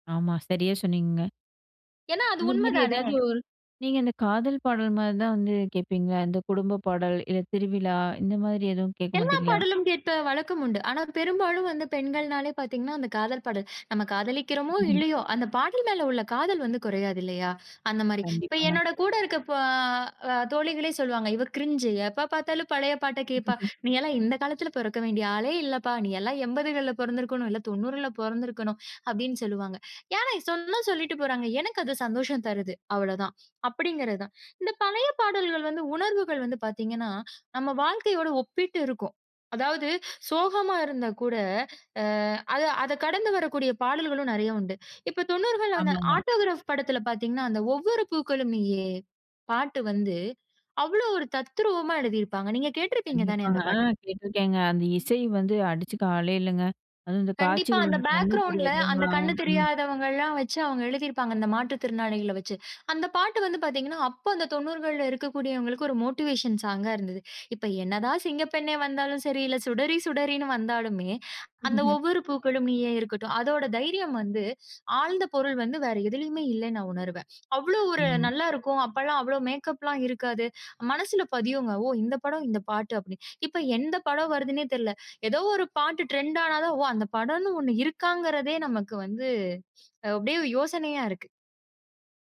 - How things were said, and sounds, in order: laugh; in English: "க்ரிஞ்சு"; laugh; in English: "ஆட்டோகிராப்"; other noise; in English: "பேக்கிரவுண்ட்ல"; other background noise; in English: "மோட்டிவேஷன் சாங்கா"; laugh; in English: "டிரெண்ட்"
- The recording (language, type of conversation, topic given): Tamil, podcast, பழைய பாடல்கள் உங்களுக்கு என்னென்ன உணர்வுகளைத் தருகின்றன?